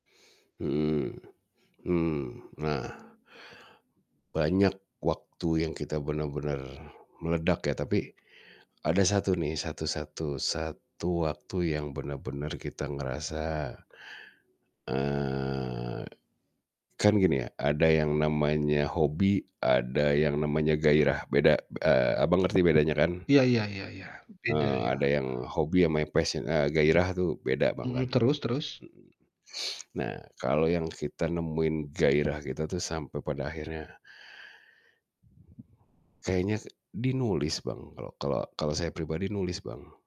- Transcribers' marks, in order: other background noise; in English: "passion"; sniff
- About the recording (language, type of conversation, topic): Indonesian, podcast, Bagaimana kamu menemukan gairah dan tujuan hidupmu?